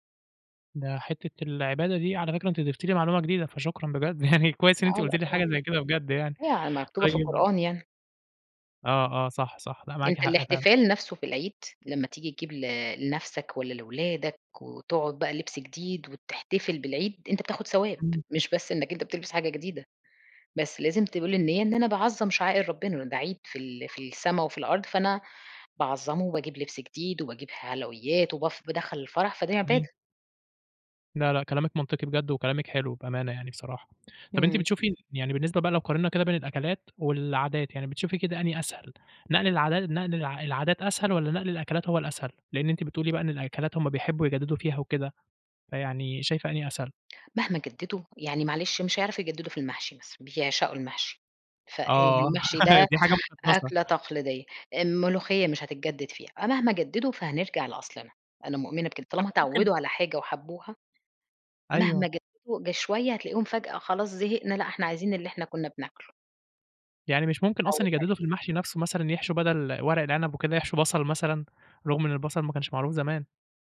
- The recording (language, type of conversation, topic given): Arabic, podcast, إزاي بتورّثوا العادات والأكلات في بيتكم؟
- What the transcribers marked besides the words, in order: laughing while speaking: "يعني"; "نقل" said as "نقن"; tapping; laugh